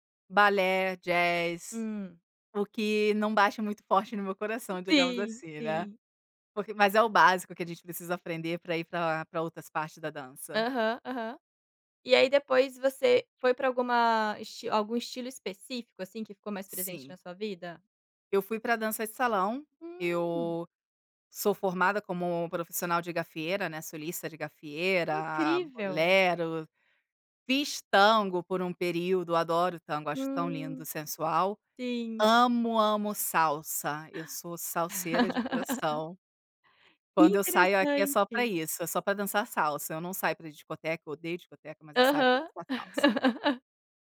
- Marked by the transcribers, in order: laugh; laugh
- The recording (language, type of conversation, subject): Portuguese, podcast, Qual é uma prática simples que ajuda você a reduzir o estresse?